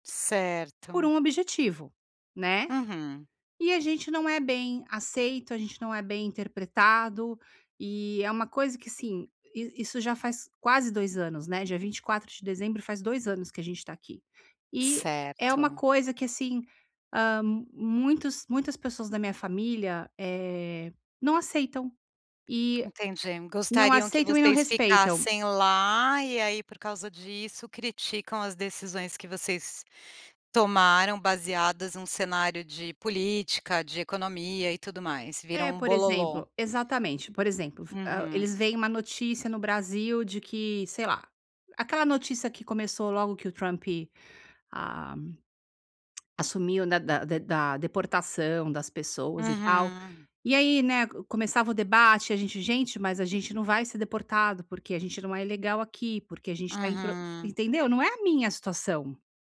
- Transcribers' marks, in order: tongue click
- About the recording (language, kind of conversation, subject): Portuguese, advice, Como posso estabelecer limites claros para interromper padrões familiares prejudiciais e repetitivos?